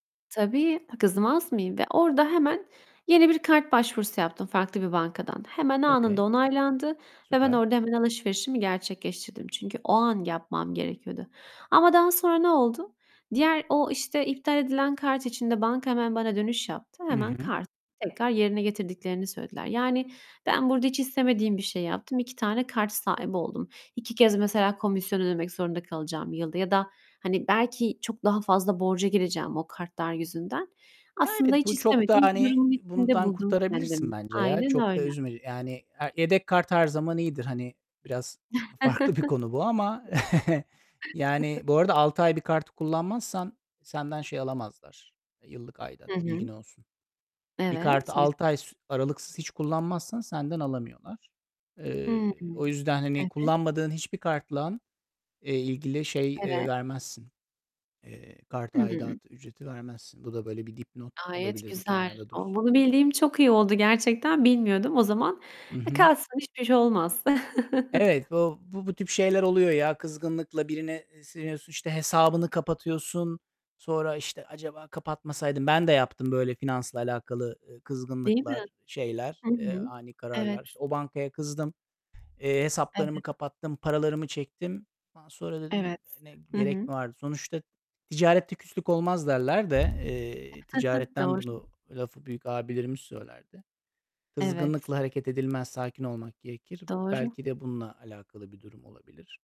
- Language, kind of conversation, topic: Turkish, unstructured, Kızgınlıkla verilen kararların sonuçları ne olur?
- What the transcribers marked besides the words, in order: in English: "Okay"; distorted speech; other background noise; chuckle; other noise; chuckle; chuckle; "kartla" said as "kartlan"; chuckle; chuckle